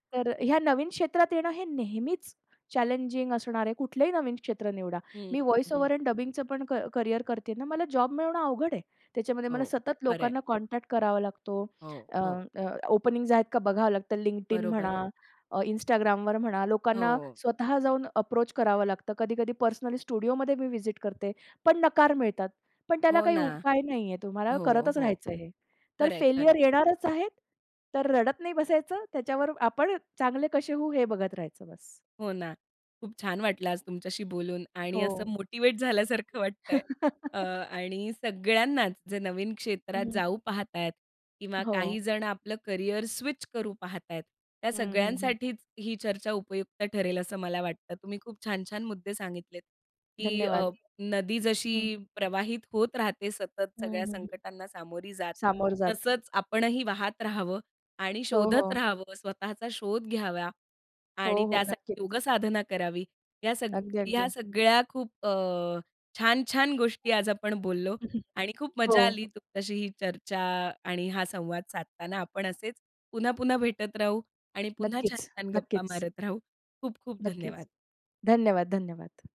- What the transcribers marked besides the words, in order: other background noise; in English: "व्हॉईस ओव्हर अँड डबिंगचं"; tapping; in English: "कॉन्टॅक्ट"; in English: "अप्रोच"; in English: "स्टुडिओमध्ये"; in English: "व्हिजिट"; laugh; unintelligible speech
- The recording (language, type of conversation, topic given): Marathi, podcast, नवीन क्षेत्रात प्रवेश करायचं ठरवलं तर तुम्ही सर्वात आधी काय करता?